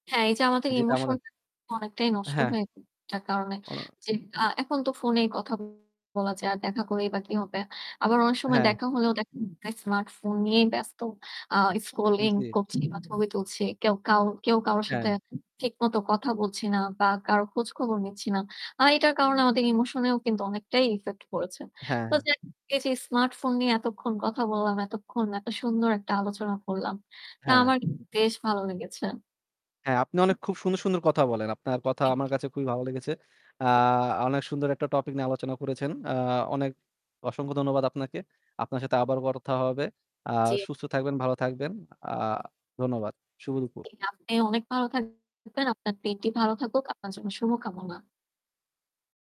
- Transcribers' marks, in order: static; distorted speech; other background noise; unintelligible speech; unintelligible speech; "দিনটি" said as "পেটি"
- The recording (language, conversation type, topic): Bengali, unstructured, স্মার্টফোন কি আমাদের জীবনকে সহজ করেছে, নাকি আরও জটিল করে তুলেছে?